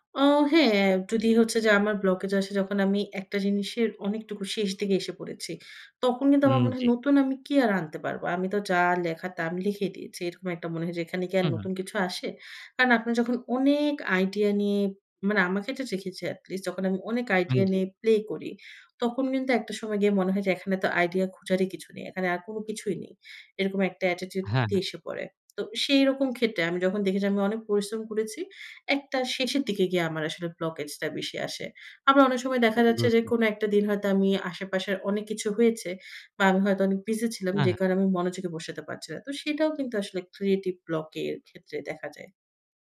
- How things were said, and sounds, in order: other background noise; "দিকে" said as "দিগে"; in English: "attitude"; tapping; unintelligible speech
- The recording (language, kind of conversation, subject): Bengali, podcast, কখনো সৃজনশীলতার জড়তা কাটাতে আপনি কী করেন?